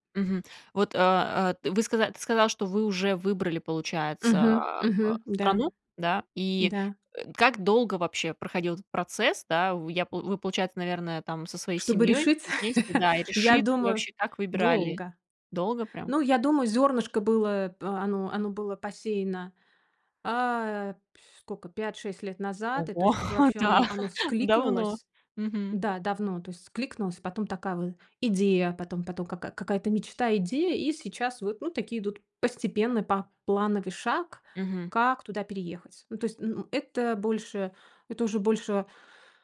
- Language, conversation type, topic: Russian, podcast, Какие простые правила помогают выбирать быстрее?
- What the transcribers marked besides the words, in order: laugh; tapping; laugh